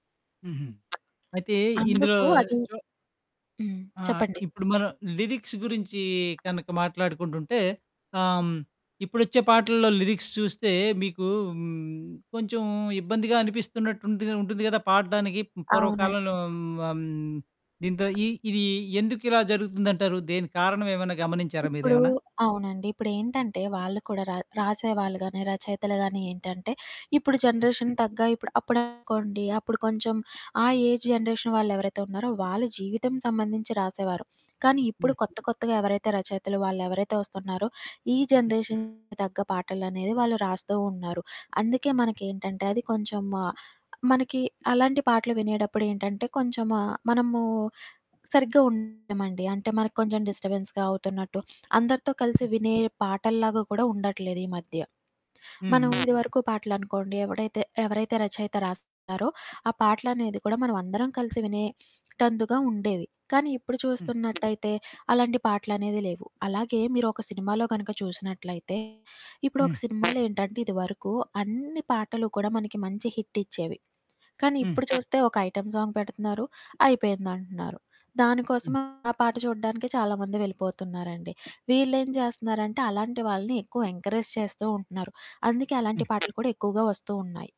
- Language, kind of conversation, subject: Telugu, podcast, మీ జీవిత సంఘటనలతో గట్టిగా ముడిపడిపోయిన పాట ఏది?
- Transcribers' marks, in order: tapping; static; other background noise; in English: "లిరిక్స్"; in English: "లిరిక్స్"; in English: "జనరేషన్"; distorted speech; in English: "ఏజ్ జనరేషన్"; in English: "జనరేషన్"; in English: "డిస్టర్బెన్స్‌గా"; in English: "ఐటెమ్ సాంగ్"; in English: "ఎంకరేజ్"